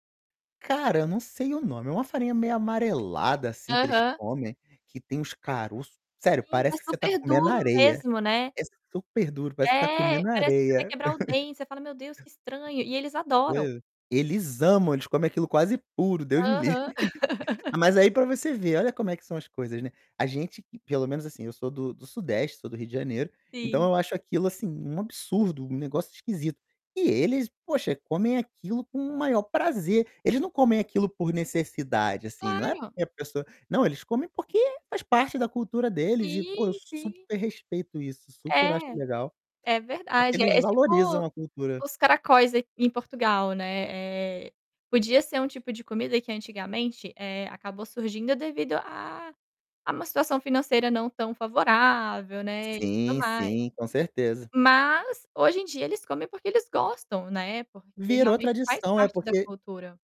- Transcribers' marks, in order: other background noise; distorted speech; chuckle; tapping; other noise; laugh
- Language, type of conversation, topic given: Portuguese, podcast, Como viajar te ensinou a lidar com as diferenças culturais?